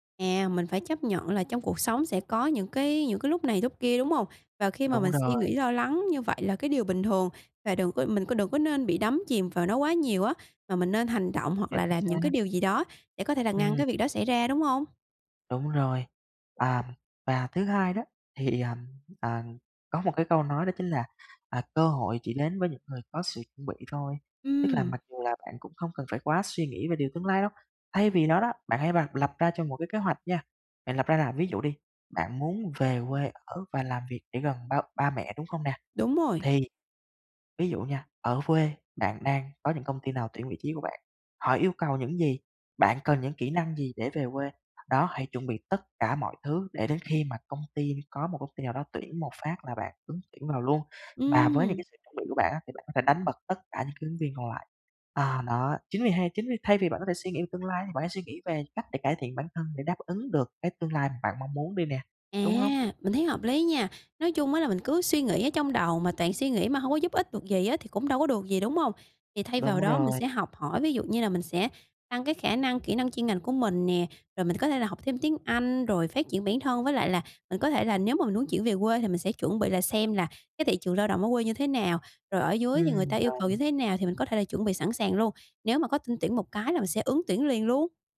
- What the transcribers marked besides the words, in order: tapping; unintelligible speech; other background noise; unintelligible speech
- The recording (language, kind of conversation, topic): Vietnamese, advice, Làm sao để tôi bớt suy nghĩ tiêu cực về tương lai?